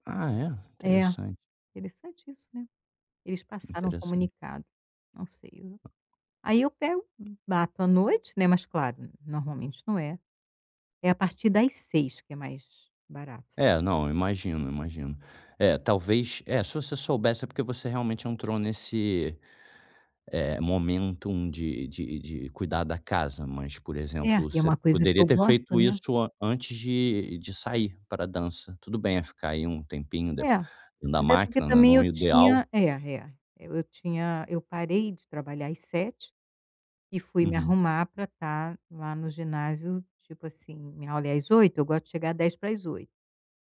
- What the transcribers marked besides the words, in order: tapping
- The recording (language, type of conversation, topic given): Portuguese, advice, Como posso criar uma rotina tranquila para desacelerar à noite antes de dormir?